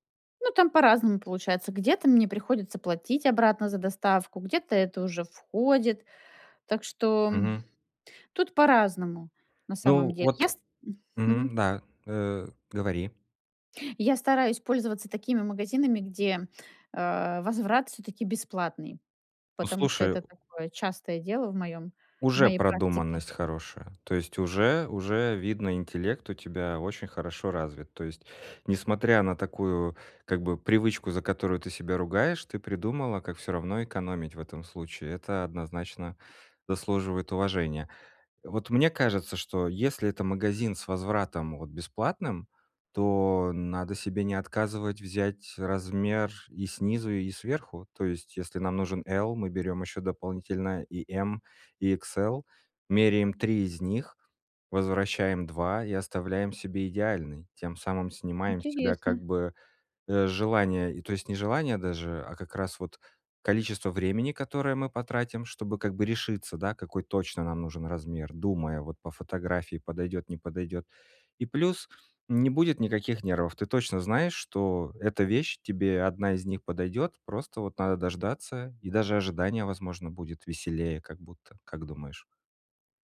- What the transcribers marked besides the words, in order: other background noise; tapping
- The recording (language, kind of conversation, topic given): Russian, advice, Как выбрать правильный размер и проверить качество одежды при покупке онлайн?